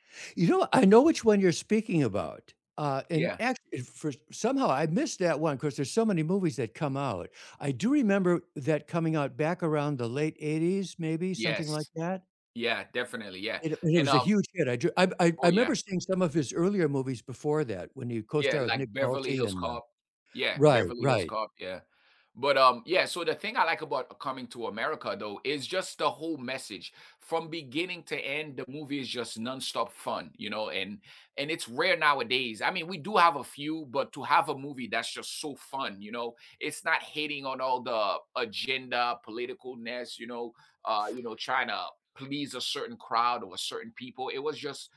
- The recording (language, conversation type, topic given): English, unstructured, What comfort movies do you rewatch when you need a lift?
- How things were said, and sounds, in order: tapping; other background noise